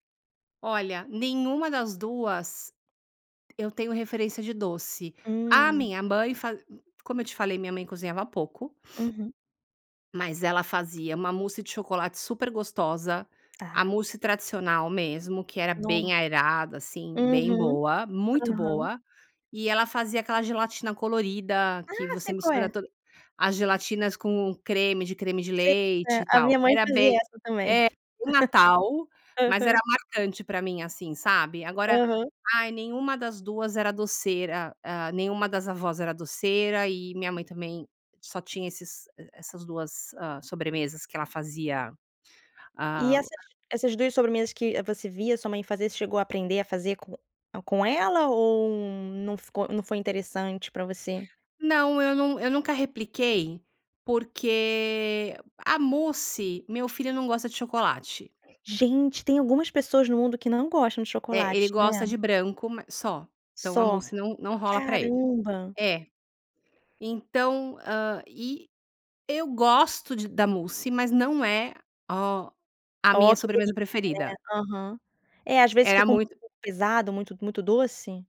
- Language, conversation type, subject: Portuguese, podcast, Que prato dos seus avós você ainda prepara?
- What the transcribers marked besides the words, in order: other background noise; joyful: "Ah"; tapping; laugh